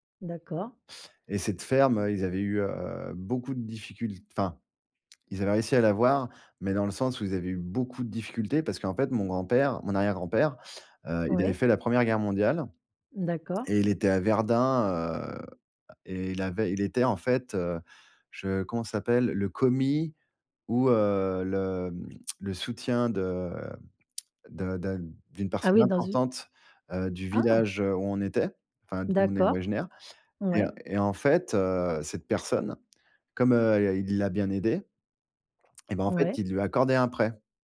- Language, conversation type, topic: French, podcast, Quel rôle les aînés jouent-ils dans tes traditions ?
- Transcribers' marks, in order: other background noise